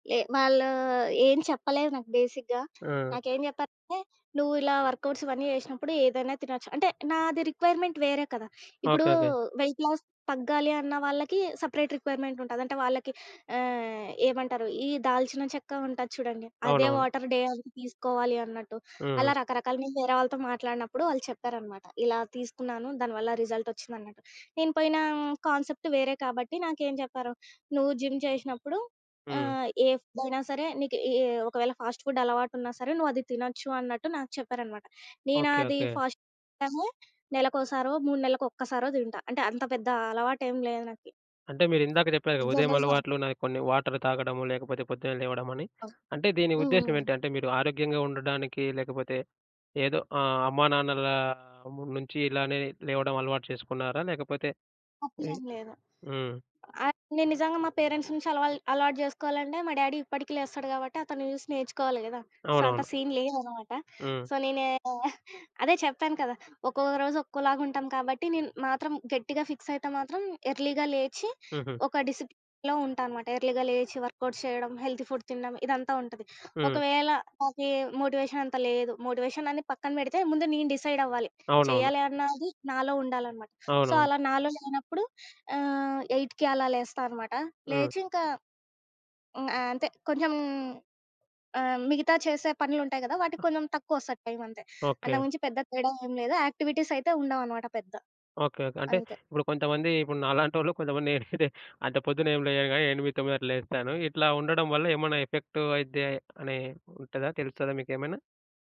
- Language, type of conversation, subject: Telugu, podcast, మీరు మీ రోజు ఉదయం ఎలా ప్రారంభిస్తారు?
- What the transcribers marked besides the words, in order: in English: "బేసిక్‌గా"; other background noise; in English: "వర్కౌట్స్"; in English: "రిక్వైర్మెంట్"; in English: "వెయిట్ లాస్"; in English: "సెపరేట్ రిక్వైర్మెంట్"; in English: "వాటర్ డే"; in English: "రిజల్ట్"; in English: "కాన్సెప్ట్"; in English: "జిమ్"; in English: "ఫుడ్"; in English: "ఫాస్ట్ ఫుడ్"; tapping; in English: "వాటర్"; in English: "పేరెంట్స్"; in English: "డ్యాడీ"; in English: "సో"; in English: "సీన్"; in English: "సో"; giggle; in English: "ఫిక్స్"; in English: "ఎర్లీ‌గా"; in English: "డిసిప్లేన్‌లో"; in English: "ఎర్లీగా"; in English: "వర్కౌట్స్"; in English: "హెల్దీ ఫుడ్"; in English: "మోటివేషన్"; in English: "మోటివేషన్"; in English: "డిసైడ్"; in English: "సో"; in English: "ఎయిట్‌కి"; in English: "యాక్టివిటీస్"; chuckle; in English: "ఎఫెక్ట్"